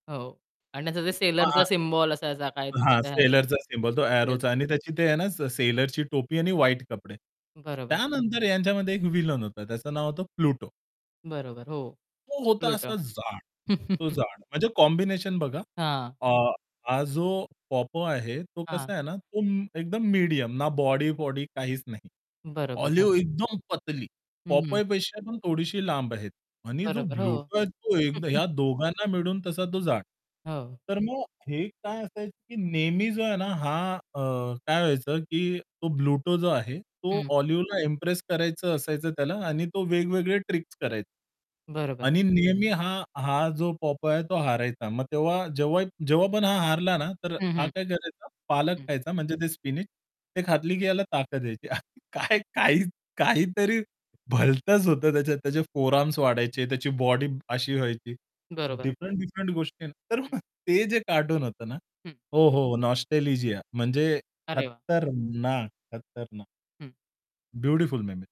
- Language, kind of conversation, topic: Marathi, podcast, तुमच्या पॉप संस्कृतीतली सर्वात ठळक आठवण कोणती आहे?
- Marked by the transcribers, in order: distorted speech; unintelligible speech; other background noise; chuckle; in English: "कॉम्बिनेशन"; tapping; static; chuckle; in English: "स्पिनच"; chuckle; in English: "नॉस्टॅलिजिया"; stressed: "खत्तरनाक"